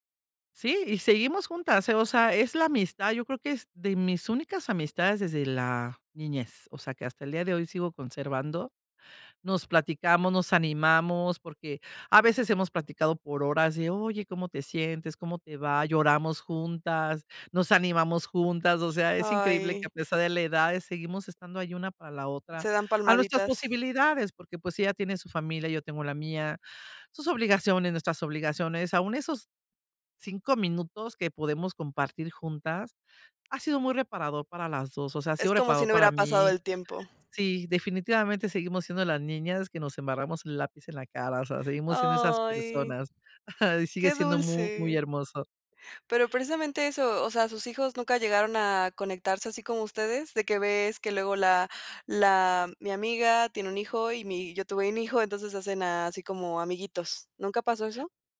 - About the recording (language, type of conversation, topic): Spanish, podcast, ¿Qué consejos tienes para mantener amistades a largo plazo?
- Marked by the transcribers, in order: other background noise; drawn out: "Ay"; chuckle; other noise